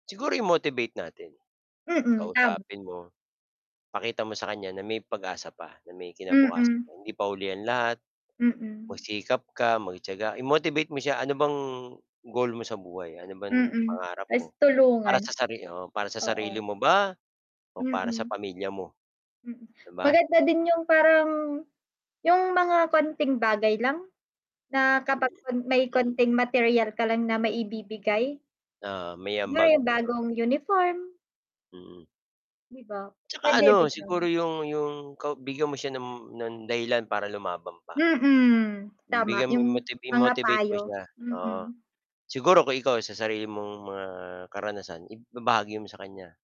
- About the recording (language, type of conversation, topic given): Filipino, unstructured, Ano ang nararamdaman mo kapag nawawalan ng pag-asa ang isang bata dahil sa mahirap na sitwasyon?
- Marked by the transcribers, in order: static